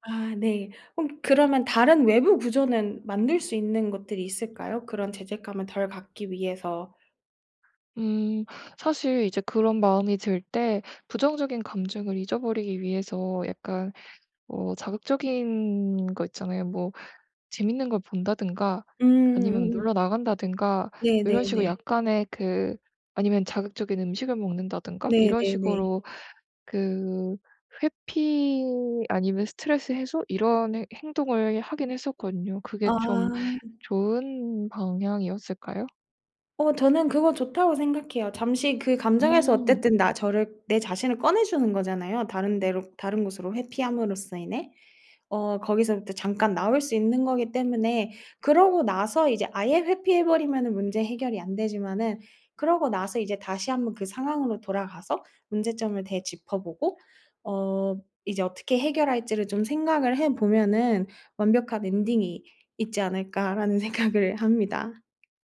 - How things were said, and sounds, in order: other background noise; tapping; laughing while speaking: "생각을"
- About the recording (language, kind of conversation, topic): Korean, advice, 중단한 뒤 죄책감 때문에 다시 시작하지 못하는 상황을 어떻게 극복할 수 있을까요?